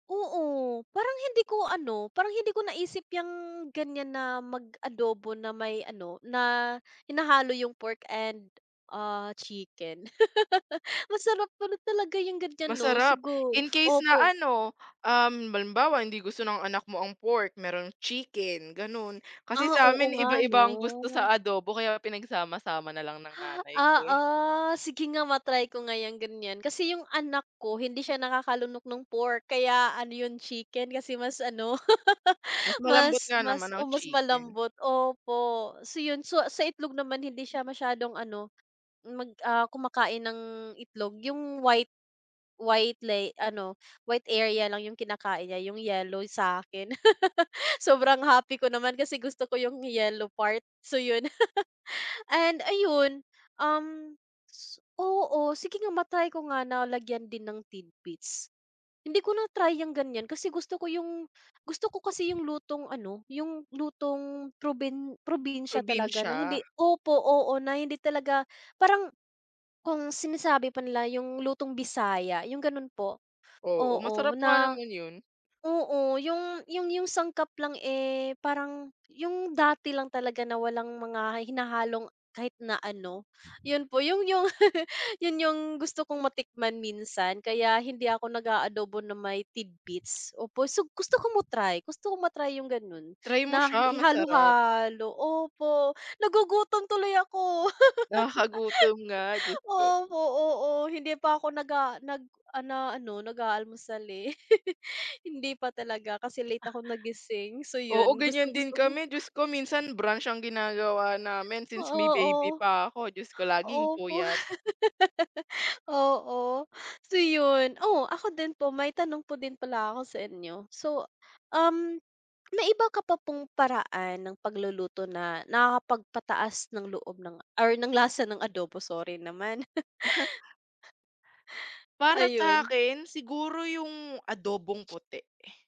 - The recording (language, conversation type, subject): Filipino, unstructured, Ano ang sikreto para maging masarap ang adobo?
- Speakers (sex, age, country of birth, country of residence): female, 20-24, Philippines, Philippines; female, 25-29, Philippines, Philippines
- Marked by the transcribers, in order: laugh; laugh; laugh; laugh; laugh; laugh; laugh; chuckle